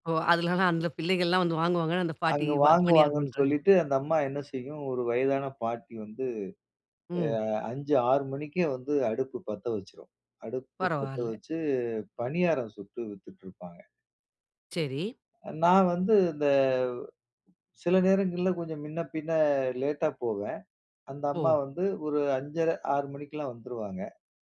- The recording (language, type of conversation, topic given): Tamil, podcast, தினசரி நடைப்பயணத்தில் நீங்கள் கவனிக்கும் மற்றும் புதிதாகக் கண்டுபிடிக்கும் விஷயங்கள் என்னென்ன?
- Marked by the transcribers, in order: drawn out: "வச்சி"; "முன்ன" said as "மின்ன"